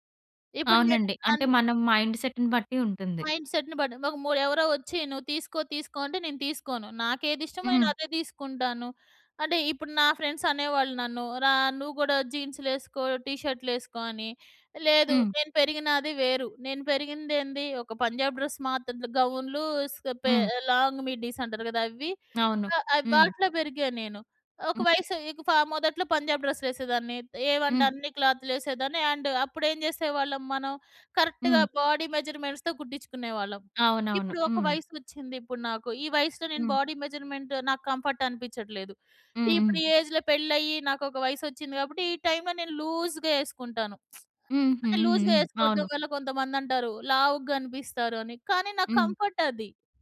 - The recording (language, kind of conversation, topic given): Telugu, podcast, సంస్కృతి మీ స్టైల్‌పై ఎలా ప్రభావం చూపింది?
- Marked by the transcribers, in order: in English: "మైండ్ సెట్‌ని"; in English: "మైండ్సెట్‌ని"; in English: "ఫ్రెండ్స్"; in English: "లాంగ్ మిడ్డీస్"; in English: "అండ్"; in English: "కరెక్ట్‌గా బాడీ మెజర్‌మెంట్స్‌తో"; in English: "బాడీ మెజర్‌మెంట్"; in English: "కంఫర్ట్"; in English: "ఏజ్‌లో"; in English: "లూజ్‌గా"; lip smack; in English: "లూజ్‌గా"; in English: "కంఫర్ట్"